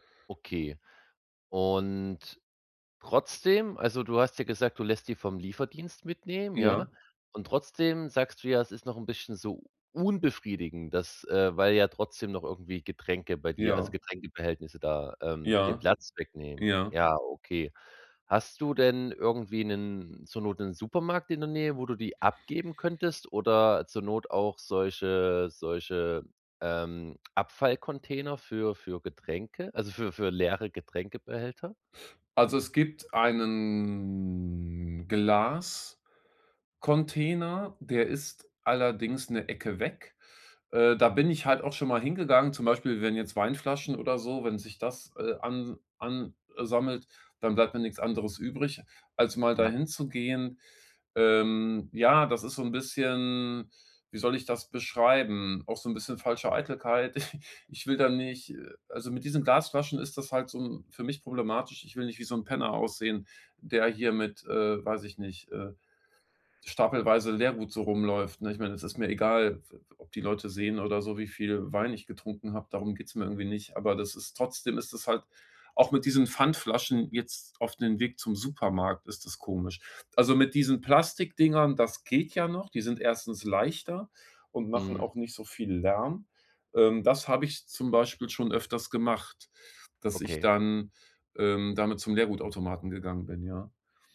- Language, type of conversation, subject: German, advice, Wie kann ich meine Habseligkeiten besser ordnen und loslassen, um mehr Platz und Klarheit zu schaffen?
- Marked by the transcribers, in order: stressed: "unbefriedigend"; drawn out: "einen"; chuckle